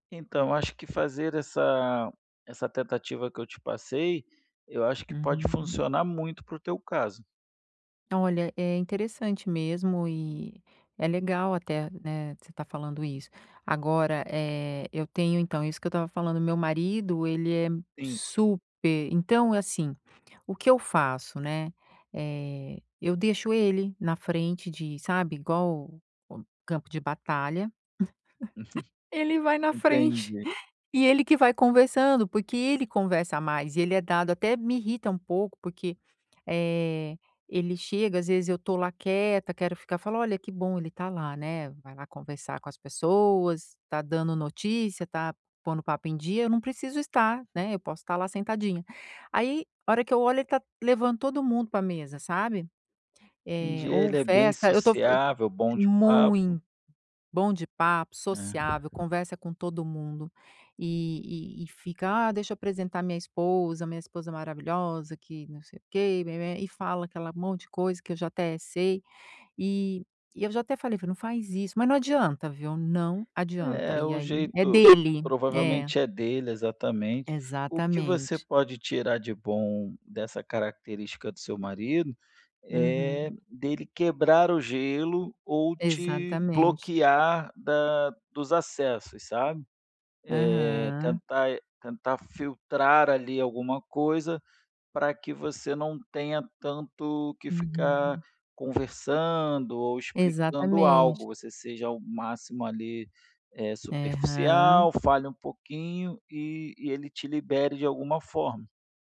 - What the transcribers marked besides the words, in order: tapping; chuckle; laughing while speaking: "ele vai na frente"; chuckle; other background noise
- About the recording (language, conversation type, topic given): Portuguese, advice, Como posso lidar com a ansiedade antes e durante eventos sociais?